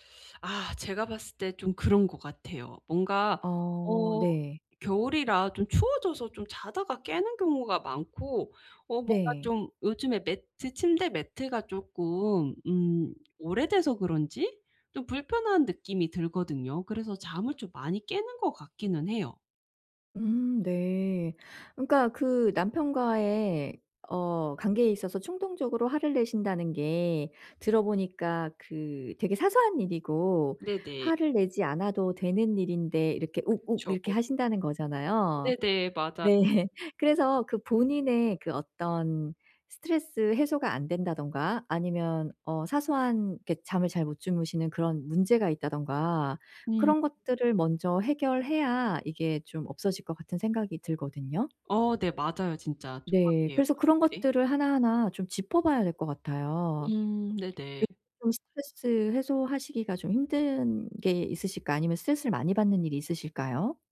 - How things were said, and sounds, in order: other background noise; laugh
- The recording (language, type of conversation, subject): Korean, advice, 미래의 결과를 상상해 충동적인 선택을 줄이려면 어떻게 해야 하나요?